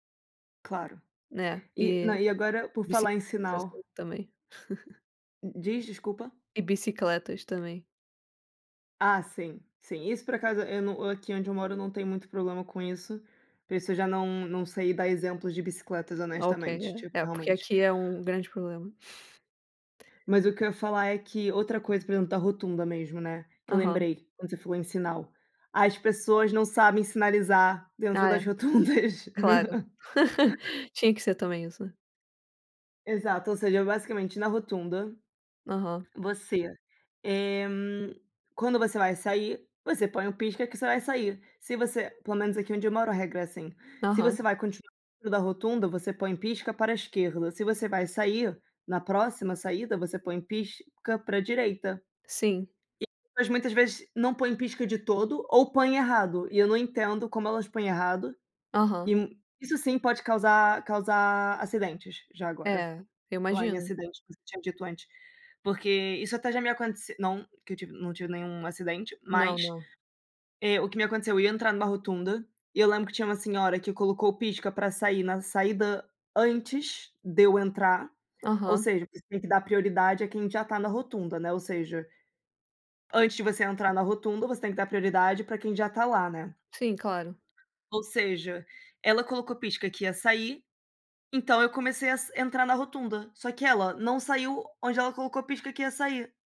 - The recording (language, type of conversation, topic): Portuguese, unstructured, O que mais te irrita no comportamento das pessoas no trânsito?
- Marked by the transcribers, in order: giggle; tapping; giggle; laughing while speaking: "rotundas"; laugh; other background noise